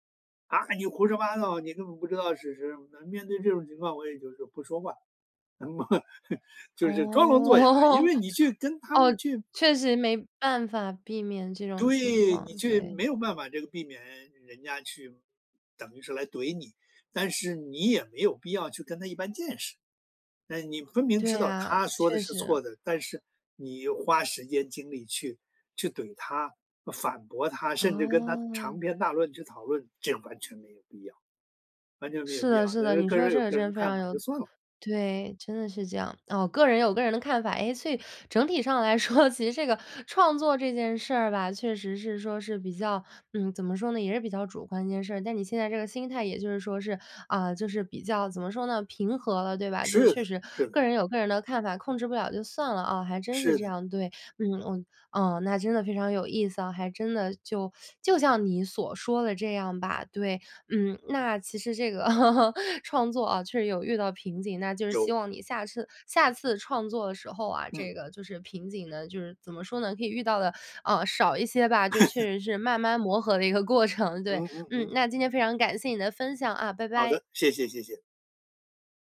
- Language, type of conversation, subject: Chinese, podcast, 你在创作时如何突破创作瓶颈？
- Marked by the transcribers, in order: laugh; chuckle; chuckle; teeth sucking; laugh; laugh